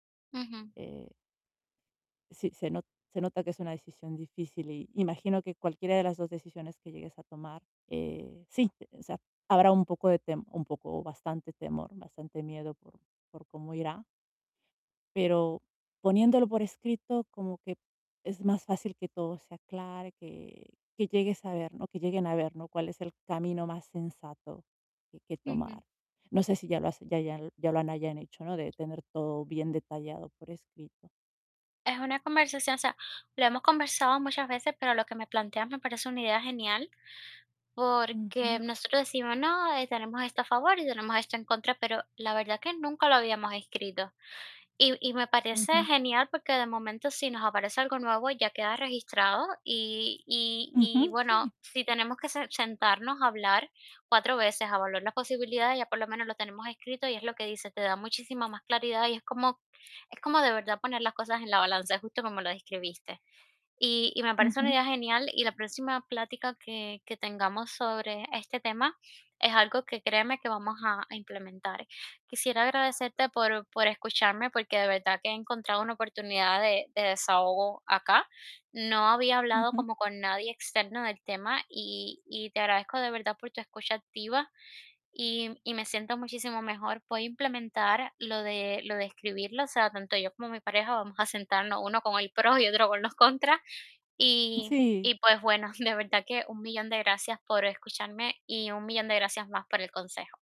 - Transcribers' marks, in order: tapping; laughing while speaking: "uno con los pros y otro con los contras"
- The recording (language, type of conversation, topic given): Spanish, advice, ¿Cómo puedo comparar las consecuencias de dos decisiones importantes?
- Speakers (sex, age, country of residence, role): female, 25-29, United States, user; female, 35-39, Italy, advisor